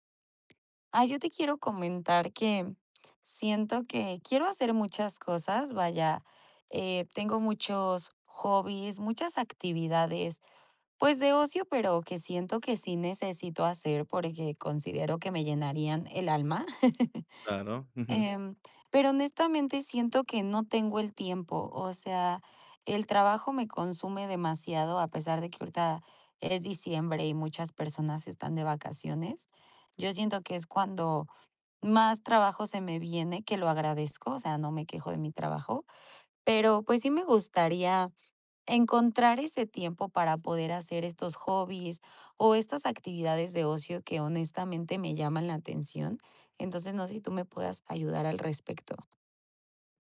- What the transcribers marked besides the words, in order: tapping; chuckle
- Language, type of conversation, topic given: Spanish, advice, ¿Cómo puedo encontrar tiempo para mis hobbies y para el ocio?